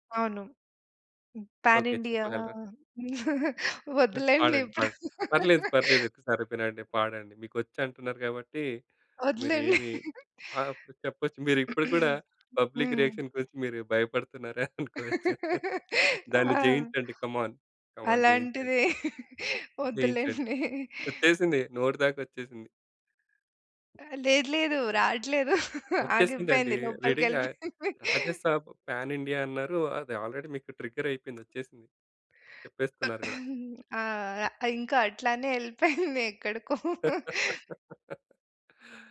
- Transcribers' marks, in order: in English: "పాన్"; laughing while speaking: "వద్దులేండి ఇప్పుడు"; chuckle; throat clearing; other background noise; in English: "పబ్లిక్ రియాక్షన్"; laugh; chuckle; in English: "కమాన్. కమాన్"; laughing while speaking: "వద్దులెండి"; laughing while speaking: "రాట్లేదు. ఆగిపోయింది. లోపలికెళ్ళిపోయింది"; in English: "రెడీగా"; in English: "పాన్"; in English: "ఆల్రెడీ"; throat clearing; laughing while speaking: "ఎళ్ళిపోయింది ఎక్కడికో"; laugh
- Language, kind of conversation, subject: Telugu, podcast, ప్రజల ప్రతిస్పందన భయం కొత్తగా ప్రయత్నించడంలో ఎంతవరకు అడ్డంకి అవుతుంది?